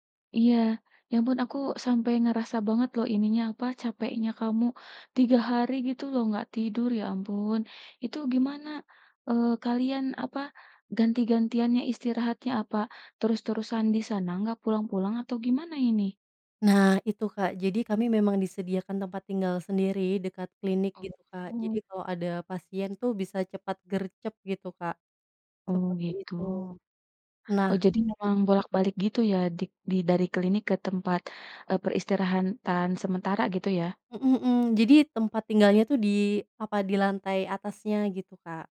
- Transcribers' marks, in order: "peristirahatan" said as "peristirahantan"
- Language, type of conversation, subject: Indonesian, advice, Bagaimana cara mengatasi jam tidur yang berantakan karena kerja shift atau jadwal yang sering berubah-ubah?
- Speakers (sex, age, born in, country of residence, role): female, 25-29, Indonesia, Indonesia, user; female, 35-39, Indonesia, Indonesia, advisor